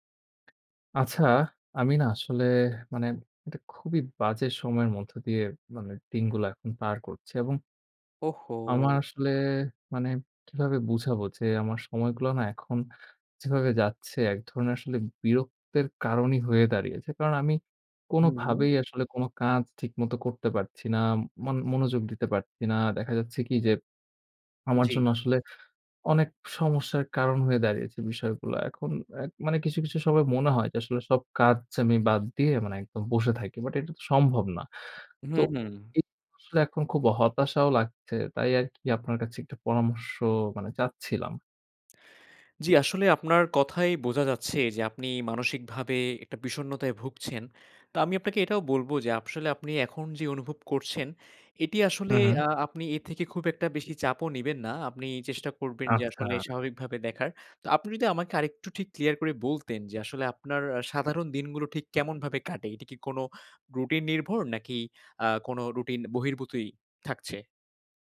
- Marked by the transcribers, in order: other background noise; sad: "আমার আসলে মানে কীভাবে বুঝাবো … কারণই হয়ে দাঁড়িয়েছে"; sad: "আমার জন্য আসলে অনেক সমস্যার … একদম বসে থাকি"; tapping; wind
- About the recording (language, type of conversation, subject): Bengali, advice, সময় ব্যবস্থাপনায় আমি কেন বারবার তাল হারিয়ে ফেলি?